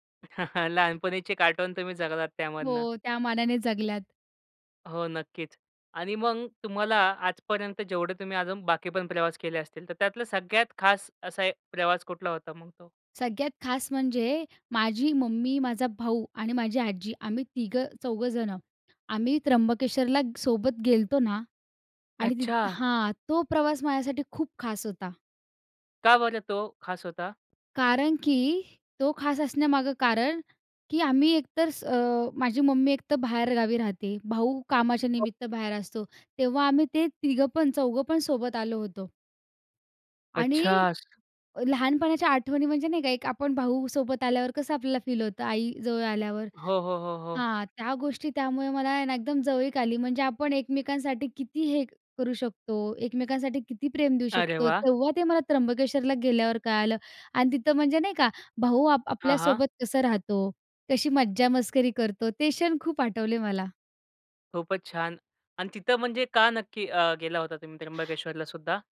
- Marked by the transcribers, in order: chuckle; tapping; other background noise; other noise
- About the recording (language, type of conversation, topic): Marathi, podcast, एकत्र प्रवास करतानाच्या आठवणी तुमच्यासाठी का खास असतात?